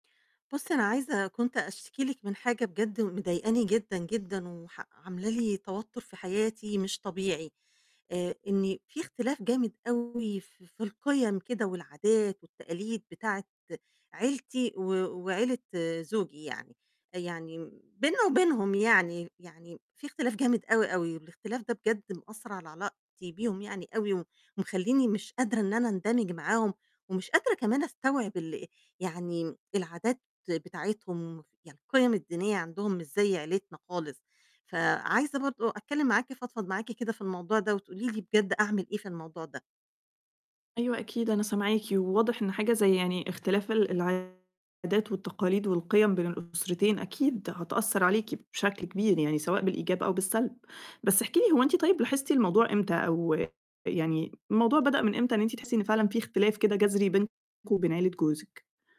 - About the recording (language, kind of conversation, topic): Arabic, advice, إزاي اختلاف القيم الدينية أو العائلية بيأثر على علاقتك؟
- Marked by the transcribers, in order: static; distorted speech; background speech